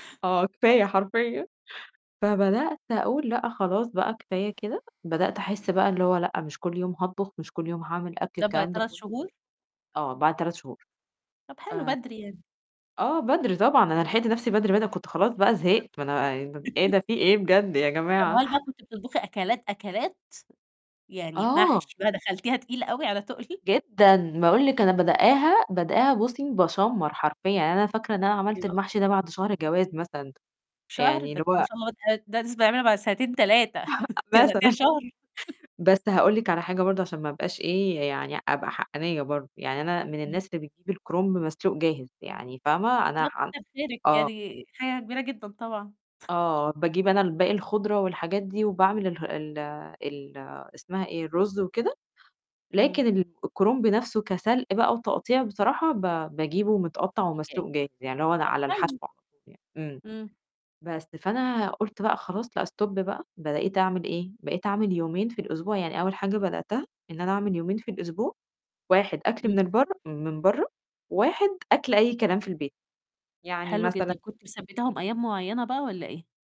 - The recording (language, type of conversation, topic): Arabic, podcast, إزاي تخلّي الطبخ في البيت عادة تفضل مستمرة؟
- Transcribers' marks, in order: unintelligible speech; distorted speech; chuckle; tapping; laughing while speaking: "تقل؟"; static; unintelligible speech; chuckle; laughing while speaking: "مثلًا"; chuckle; chuckle; in English: "stop"; "بقيت" said as "بداقيت"